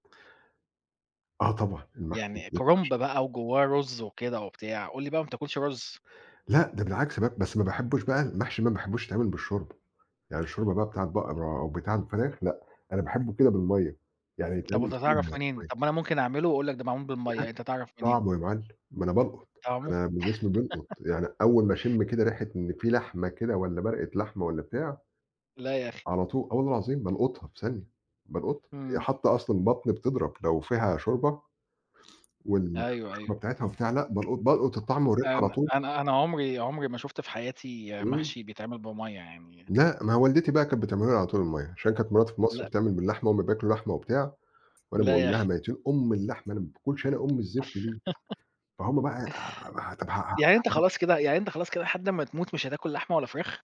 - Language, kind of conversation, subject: Arabic, unstructured, إيه الأكلة اللي بتفكّرك بطفولتك؟
- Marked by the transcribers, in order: unintelligible speech; tapping; unintelligible speech; laugh; laugh; other background noise; unintelligible speech